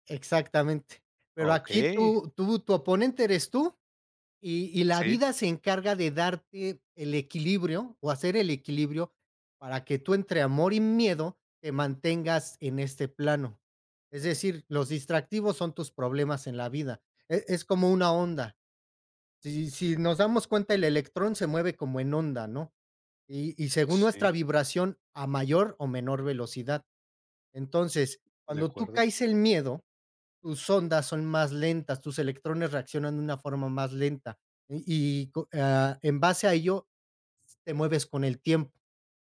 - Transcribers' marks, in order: none
- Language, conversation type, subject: Spanish, podcast, ¿De dónde sacas inspiración en tu día a día?